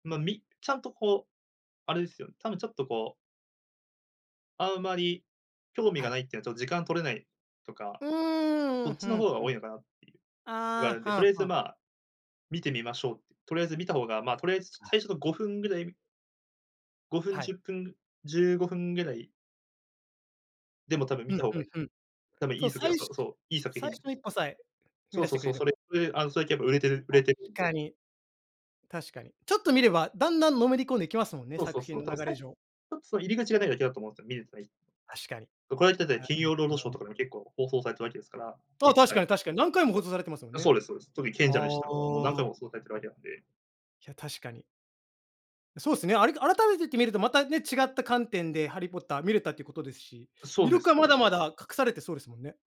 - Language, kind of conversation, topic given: Japanese, podcast, 最近好きな映画について、どんなところが気に入っているのか教えてくれますか？
- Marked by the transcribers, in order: none